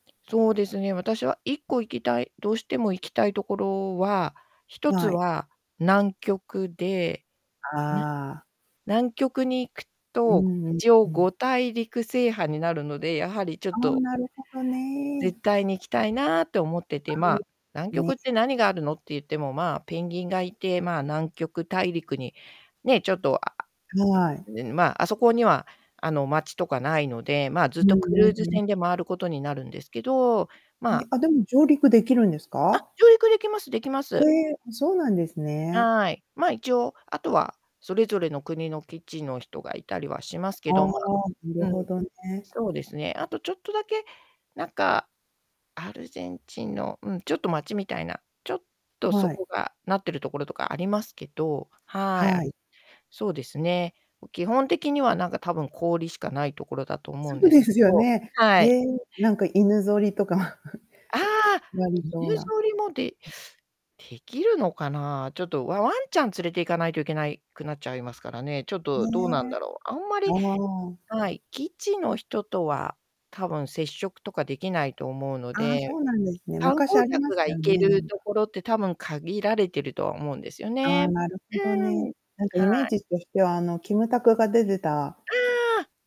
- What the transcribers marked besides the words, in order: distorted speech; giggle
- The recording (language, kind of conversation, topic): Japanese, unstructured, 将来、どんな旅をしてみたいですか？